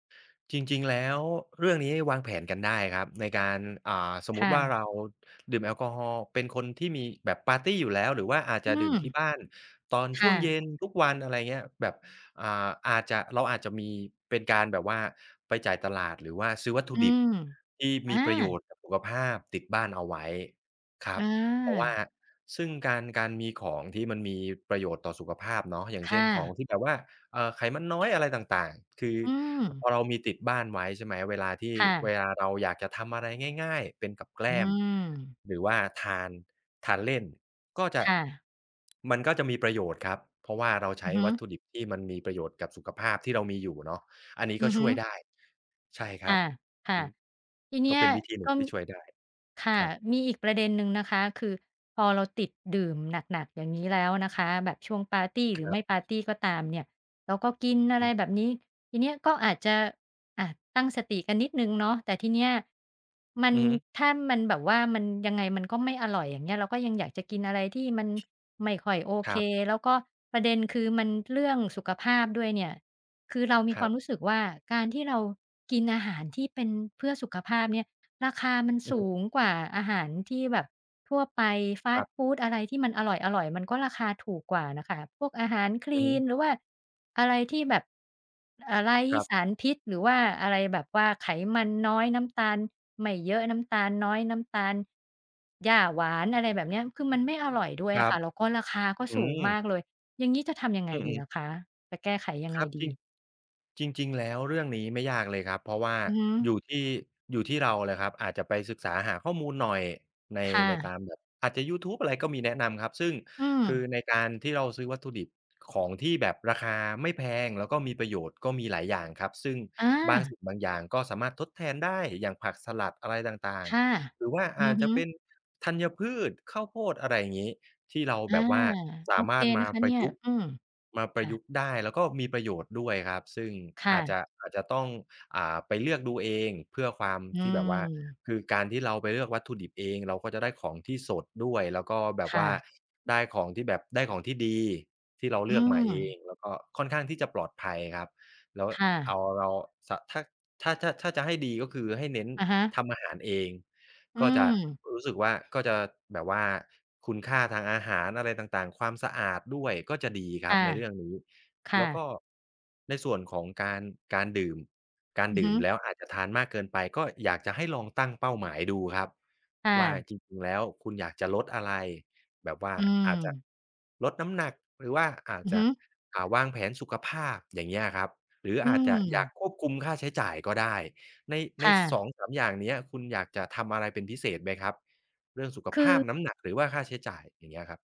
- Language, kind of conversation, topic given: Thai, advice, ทำไมเวลาคุณดื่มแอลกอฮอล์แล้วมักจะกินมากเกินไป?
- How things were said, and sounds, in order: drawn out: "อา"